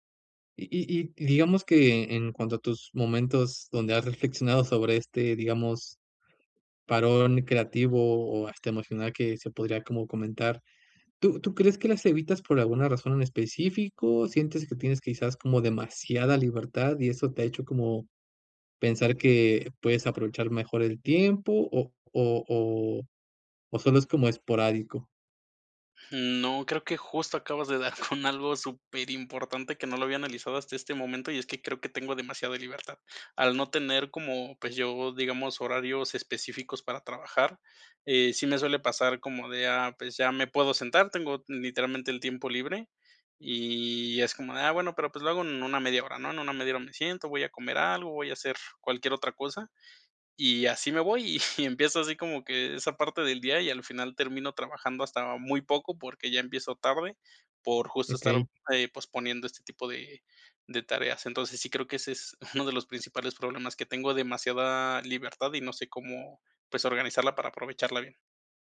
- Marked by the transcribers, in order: chuckle; chuckle; chuckle
- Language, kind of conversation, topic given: Spanish, advice, ¿Cómo puedo dejar de procrastinar y crear hábitos de trabajo diarios?